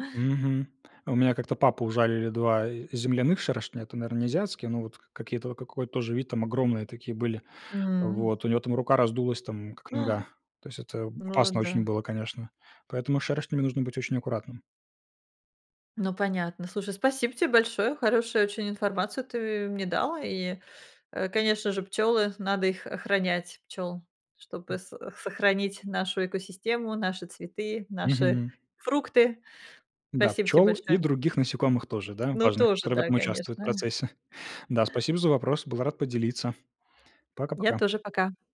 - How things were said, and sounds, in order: none
- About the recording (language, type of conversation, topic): Russian, podcast, Что важно знать о защите пчёл и других опылителей?